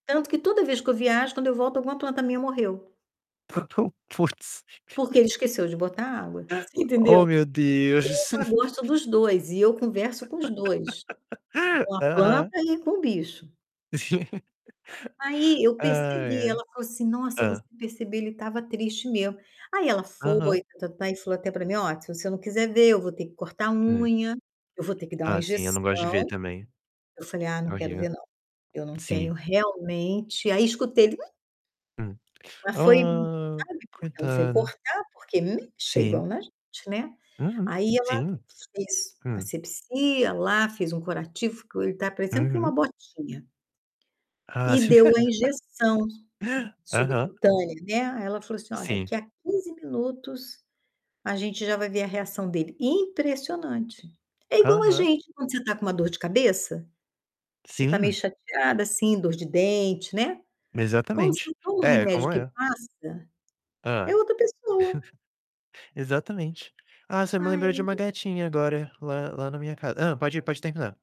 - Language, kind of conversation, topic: Portuguese, unstructured, Você acredita que os pets sentem emoções como os humanos?
- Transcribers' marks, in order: laughing while speaking: "Tá tão putz"; gasp; laugh; laugh; unintelligible speech; laugh; chuckle